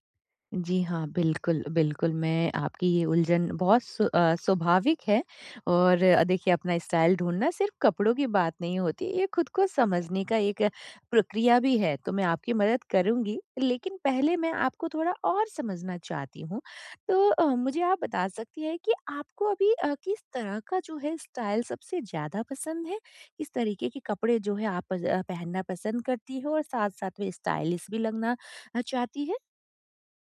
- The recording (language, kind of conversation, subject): Hindi, advice, अपना स्टाइल खोजने के लिए मुझे आत्मविश्वास और सही मार्गदर्शन कैसे मिल सकता है?
- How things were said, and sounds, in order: in English: "स्टाइल"; in English: "स्टाइल"; in English: "स्टाइलिश"